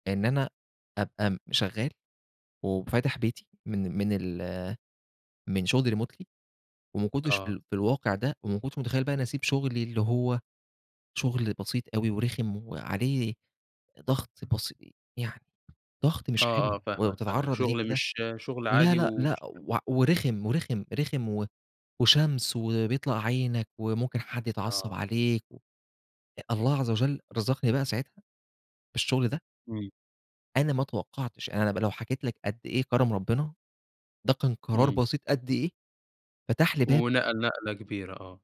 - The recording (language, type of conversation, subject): Arabic, podcast, إيه قرار بسيط أخدته وطلع منه نتيجة كبيرة؟
- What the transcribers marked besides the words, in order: in English: "remotely"; other background noise